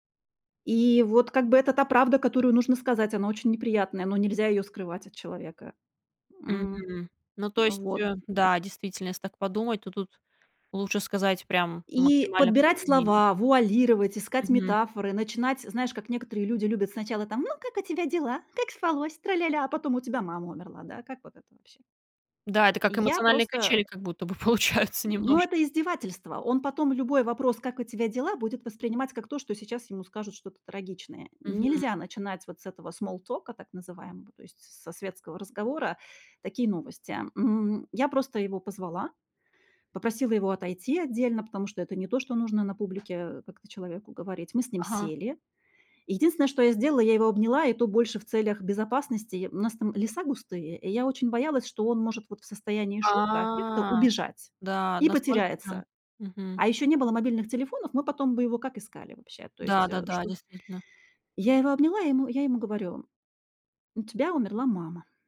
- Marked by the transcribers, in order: put-on voice: "Как у тебя дела? Как спалось? Тра-ля-ля"; singing: "Тра-ля-ля"; other background noise; laughing while speaking: "получаются"; put-on voice: "Как у тебя дела?"; in English: "смоллтока"; tapping; drawn out: "А"
- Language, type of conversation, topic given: Russian, podcast, Что делать, если твоя правда ранит другого человека?